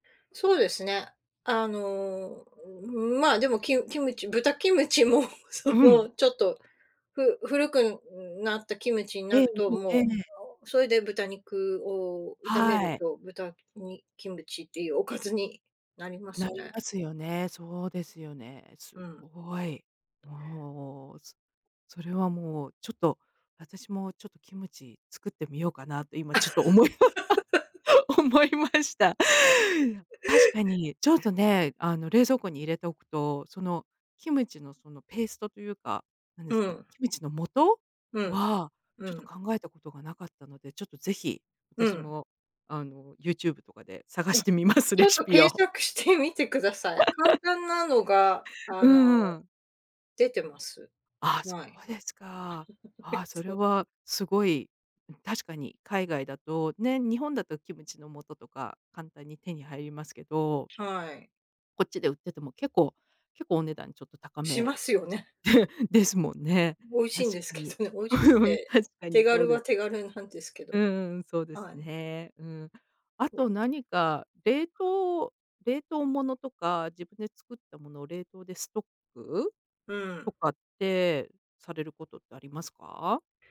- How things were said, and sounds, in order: chuckle; other background noise; other noise; laugh; laughing while speaking: "思いま 思いました"; laughing while speaking: "探してみます、レシピを"; laugh; chuckle; chuckle; laughing while speaking: "うん"
- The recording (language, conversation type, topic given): Japanese, podcast, 手早く作れる夕飯のアイデアはありますか？